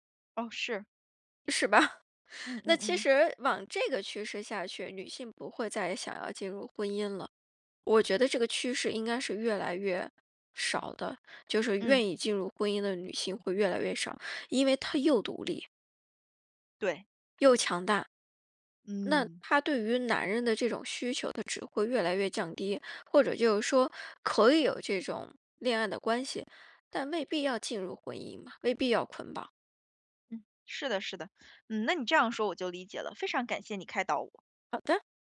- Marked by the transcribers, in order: laughing while speaking: "是吧？"; other background noise
- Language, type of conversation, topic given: Chinese, advice, 我怎样才能让我的日常行动与我的价值观保持一致？